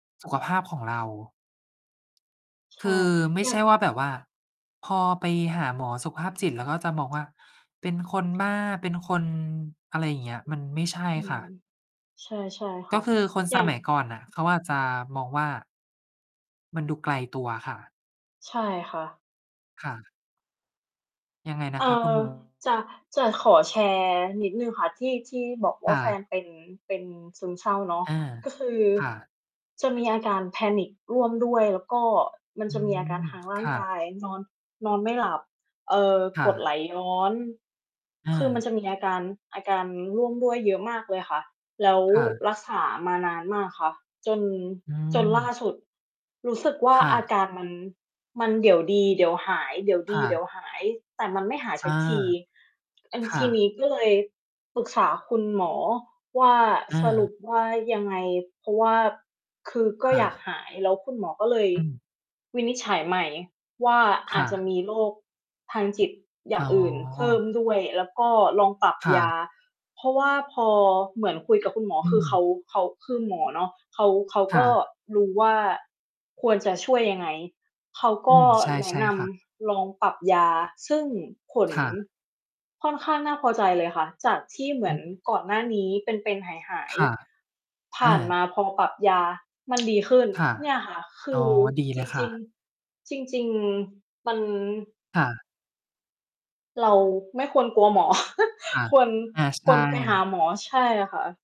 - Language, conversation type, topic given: Thai, unstructured, ทำไมบางคนยังมองว่าคนที่มีปัญหาสุขภาพจิตเป็นคนอ่อนแอ?
- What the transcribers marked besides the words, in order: tapping; distorted speech; in English: "panic"; laugh